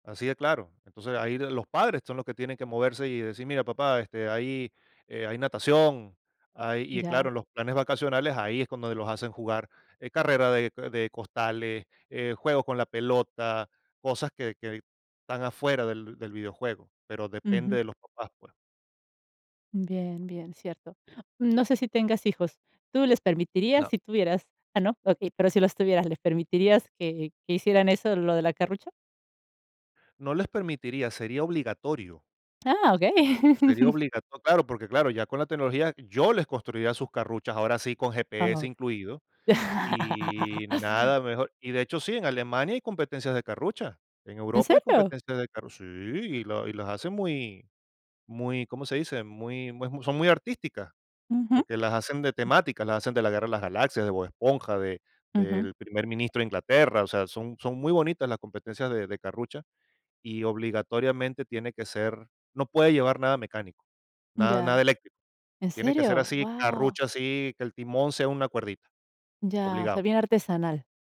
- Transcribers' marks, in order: tapping; other background noise; chuckle; chuckle; other noise; surprised: "Guau"
- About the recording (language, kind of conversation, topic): Spanish, podcast, ¿Qué juegos te encantaban cuando eras niño?